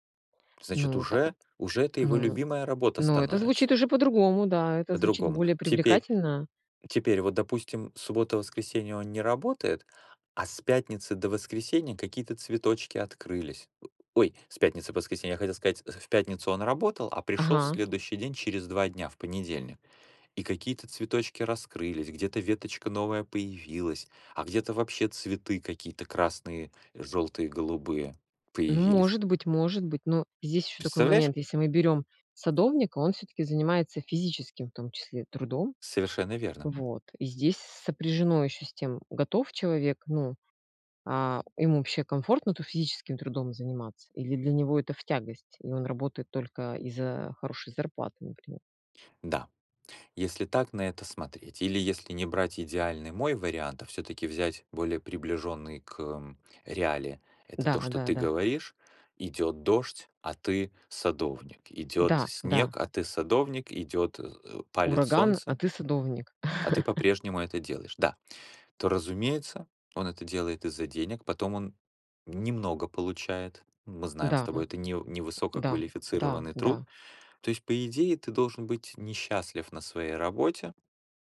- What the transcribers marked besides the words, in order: tapping; other background noise; chuckle
- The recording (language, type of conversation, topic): Russian, unstructured, Почему многие люди недовольны своей работой?